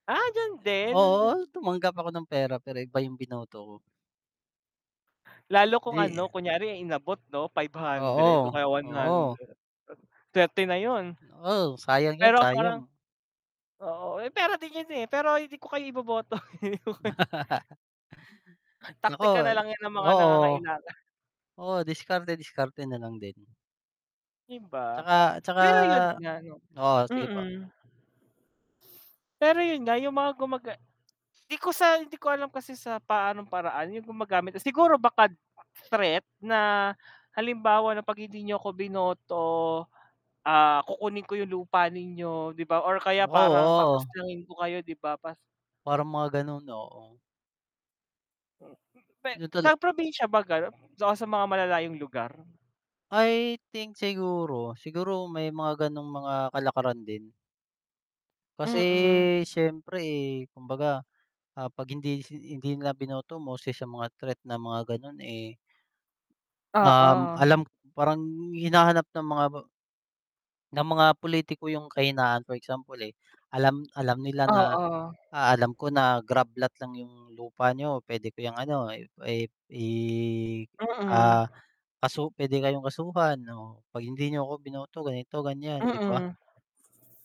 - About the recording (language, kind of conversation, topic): Filipino, unstructured, Ano ang masasabi mo sa mga pulitikong gumagamit ng takot para makuha ang boto ng mga tao?
- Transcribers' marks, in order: static; mechanical hum; other background noise; chuckle; sniff; tapping; distorted speech